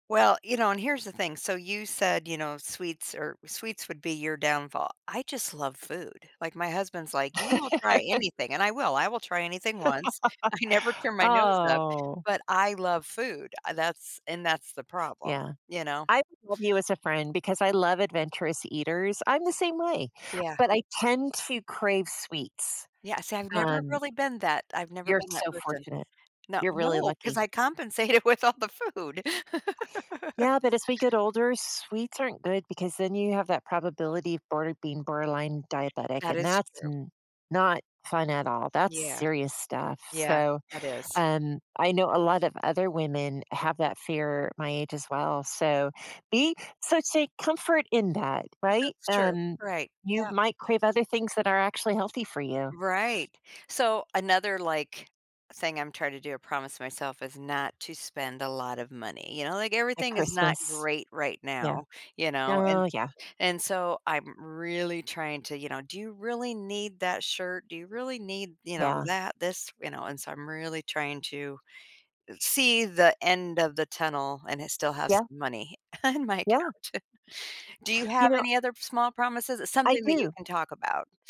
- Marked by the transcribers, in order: laugh; laugh; drawn out: "Oh"; laughing while speaking: "I never"; laughing while speaking: "with all the food"; laugh; stressed: "really"; laughing while speaking: "on"; chuckle
- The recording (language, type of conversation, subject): English, unstructured, What's the best way to keep small promises to oneself?